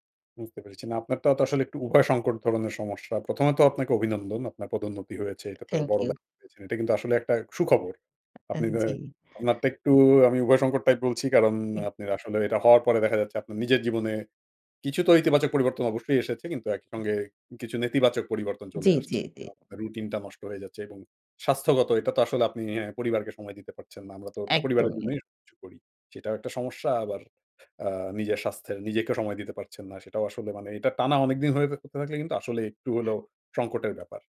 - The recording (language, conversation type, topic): Bengali, advice, নতুন শিশু বা বড় দায়িত্বের কারণে আপনার আগের রুটিন ভেঙে পড়লে আপনি কীভাবে সামলাচ্ছেন?
- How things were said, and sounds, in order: tapping; unintelligible speech